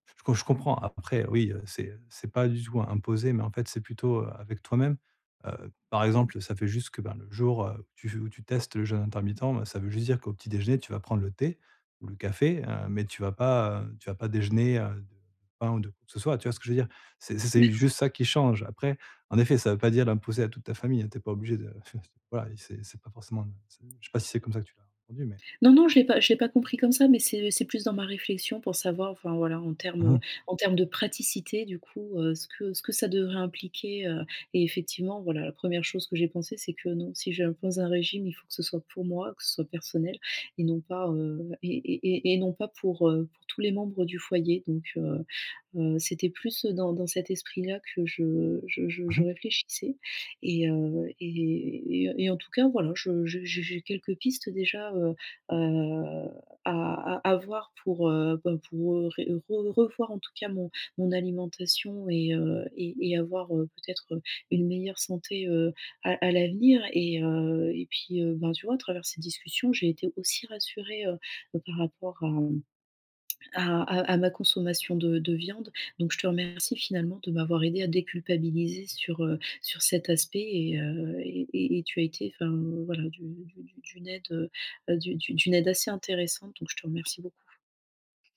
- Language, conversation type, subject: French, advice, Que puis-je faire dès maintenant pour préserver ma santé et éviter des regrets plus tard ?
- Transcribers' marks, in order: unintelligible speech; unintelligible speech